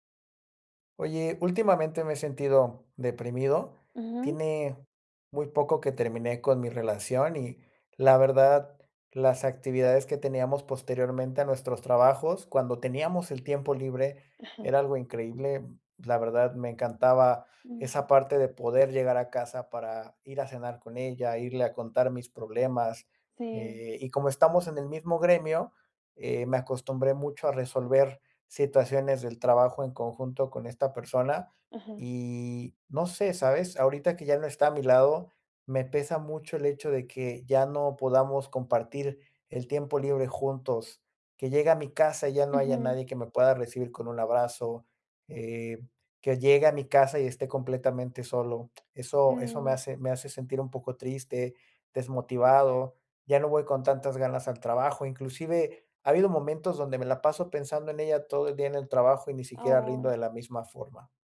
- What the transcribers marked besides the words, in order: other noise
- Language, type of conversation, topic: Spanish, advice, ¿Cómo puedo aceptar la nueva realidad después de que terminó mi relación?